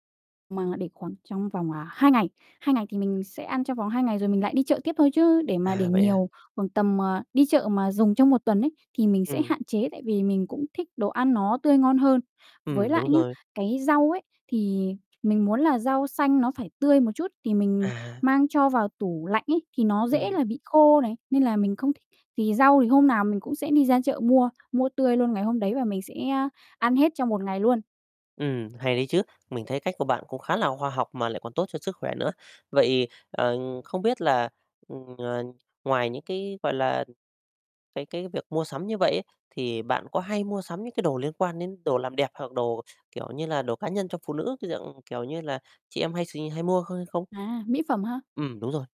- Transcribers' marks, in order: static; tapping; distorted speech
- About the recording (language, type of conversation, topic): Vietnamese, podcast, Bạn mua sắm như thế nào khi ngân sách hạn chế?